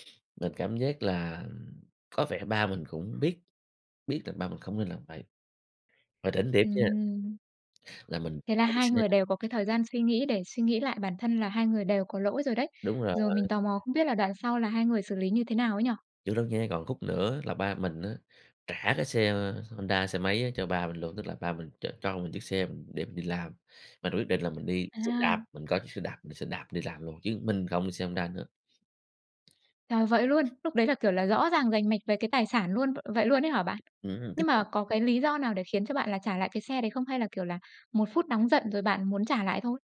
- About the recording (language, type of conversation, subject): Vietnamese, podcast, Bạn có kinh nghiệm nào về việc hàn gắn lại một mối quan hệ gia đình bị rạn nứt không?
- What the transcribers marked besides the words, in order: tapping; other background noise; unintelligible speech